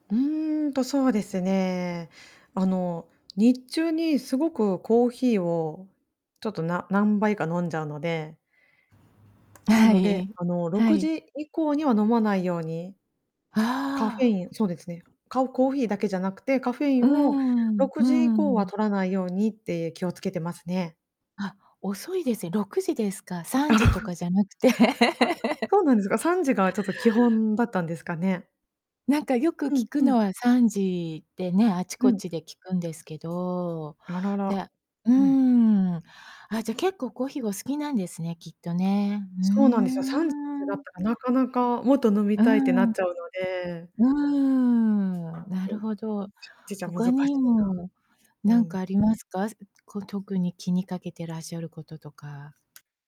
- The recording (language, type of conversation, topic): Japanese, podcast, 睡眠の質を上げるために普段どんなことをしていますか？
- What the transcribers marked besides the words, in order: distorted speech; static; other background noise; laugh; drawn out: "うーん"; unintelligible speech; drawn out: "うーん"; tapping; unintelligible speech